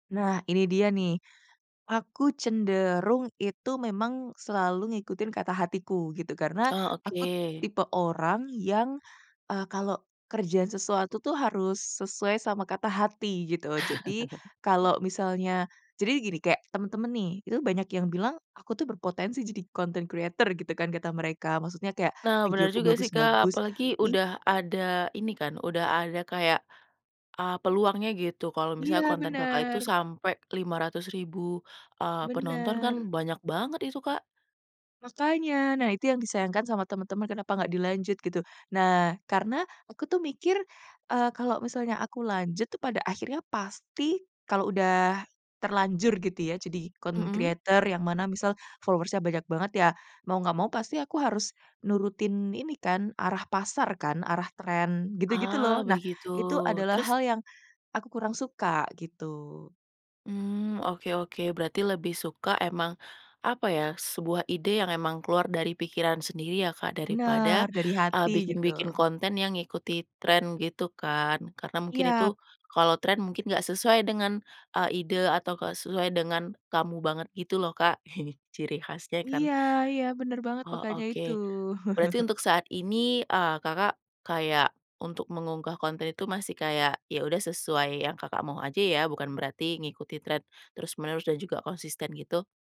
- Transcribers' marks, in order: tapping; chuckle; in English: "content creator"; in English: "content creator"; in English: "followers-nya"; chuckle; laugh; "trend" said as "tred"
- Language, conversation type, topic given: Indonesian, podcast, Apa yang membuat karya kamu terasa sangat mencerminkan dirimu?